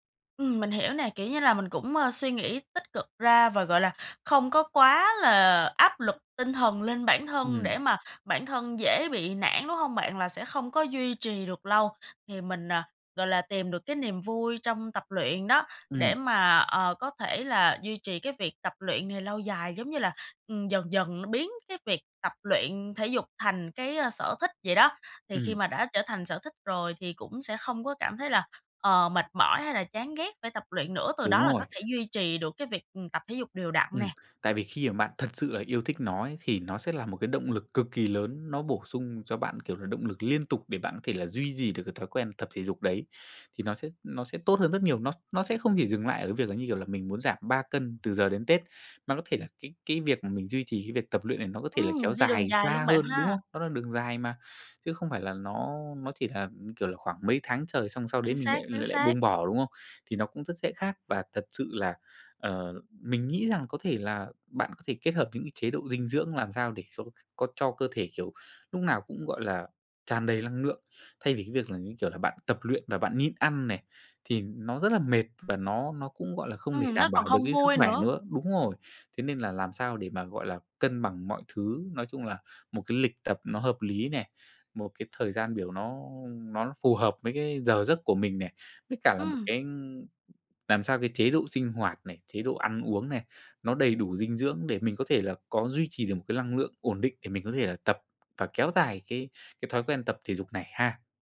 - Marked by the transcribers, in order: tapping; other background noise
- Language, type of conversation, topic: Vietnamese, advice, Vì sao bạn thiếu động lực để duy trì thói quen tập thể dục?